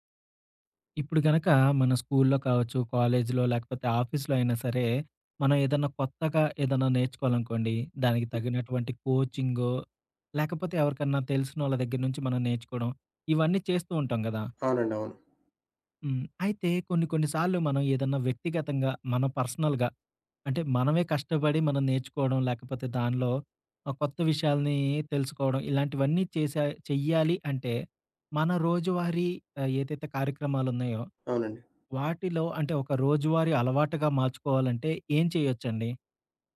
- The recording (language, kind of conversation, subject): Telugu, podcast, స్వయంగా నేర్చుకోవడానికి మీ రోజువారీ అలవాటు ఏమిటి?
- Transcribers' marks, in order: in English: "ఆఫీస్‌లో"; other background noise; in English: "పర్సనల్‌గా"